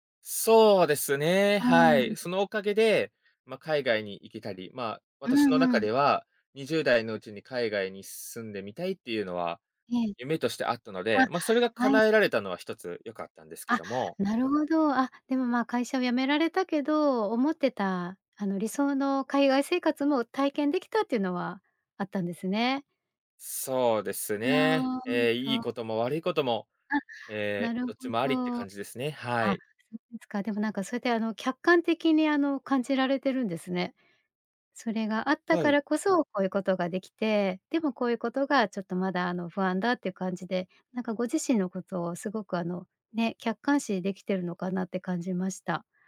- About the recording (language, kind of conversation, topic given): Japanese, advice, 自分を責めてしまい前に進めないとき、どうすればよいですか？
- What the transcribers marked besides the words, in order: none